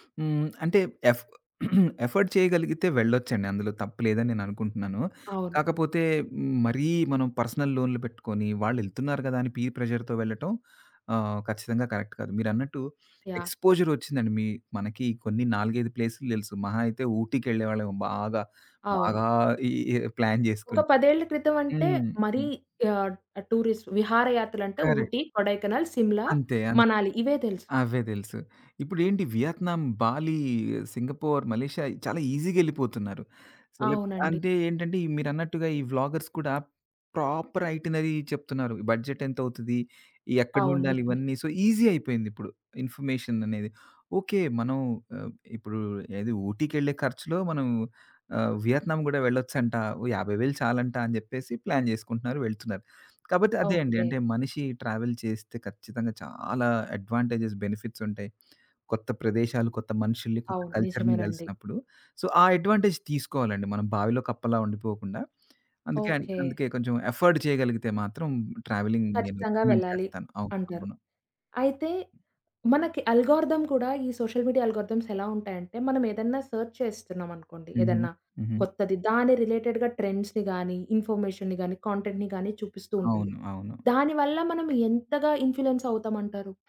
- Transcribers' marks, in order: throat clearing; in English: "ఎఫర్డ్"; in English: "పర్సనల్"; in English: "ప్రెషర్‌తో"; in English: "కరెక్ట్"; in English: "ఎక్స్‌పోజర్"; in English: "ప్లాన్"; in English: "టూరిస్ట్"; in English: "కరెక్ట్"; in English: "వ్లాగర్స్"; tapping; in English: "ప్రాపర్ ఐటినరీ"; in English: "బడ్జెట్"; in English: "సో ఈజీ"; in English: "ఇన్ఫమేషన్"; in English: "ప్లాన్"; in English: "ట్రావెల్"; in English: "అడ్వాంటేజెస్ బెనిఫిట్స్"; other background noise; in English: "కల్చర్‌ని"; in English: "సో"; in English: "అడ్వాంటేజ్"; in English: "ఎఫర్డ్"; in English: "ట్రావెలింగ్"; in English: "రికమెండ్"; in English: "అల్గారిథమ్"; in English: "సోషల్ మీడియా అల్గారిథమ్స్"; in English: "సెర్చ్"; in English: "రిలేటెడ్‌గా ట్రెండ్స్‌ని"; in English: "ఇన్ఫర్మేషన్‌ని"; in English: "కాంటెంట్‌ని"; in English: "ఇన్‌ఫ్లుయన్స్"
- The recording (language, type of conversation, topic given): Telugu, podcast, సోషల్ మీడియా ట్రెండ్‌లు మీపై ఎలా ప్రభావం చూపిస్తాయి?